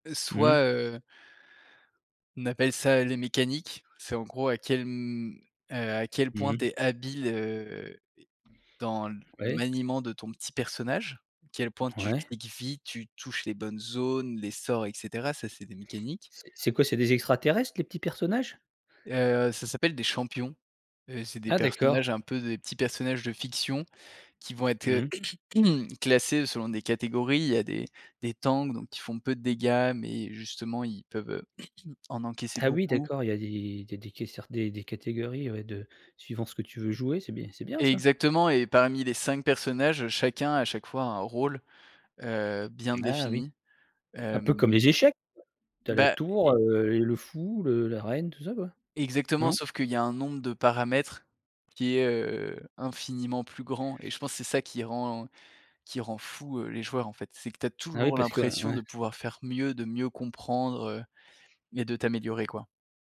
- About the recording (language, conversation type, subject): French, podcast, Quelles peurs as-tu dû surmonter pour te remettre à un ancien loisir ?
- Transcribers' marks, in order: tapping; throat clearing; throat clearing